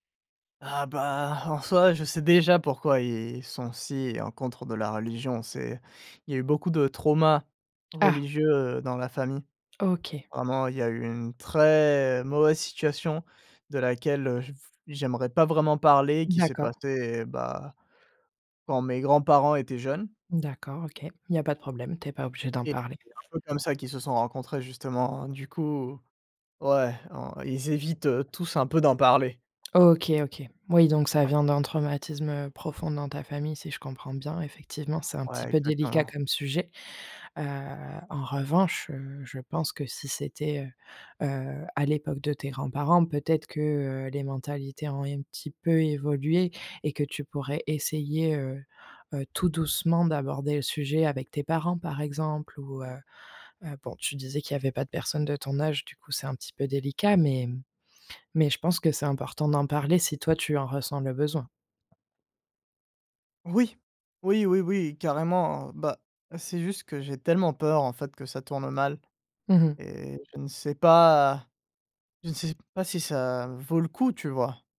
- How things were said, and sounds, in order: stressed: "traumas"; stressed: "Ah"; stressed: "très"; other background noise
- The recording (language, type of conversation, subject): French, advice, Pourquoi caches-tu ton identité pour plaire à ta famille ?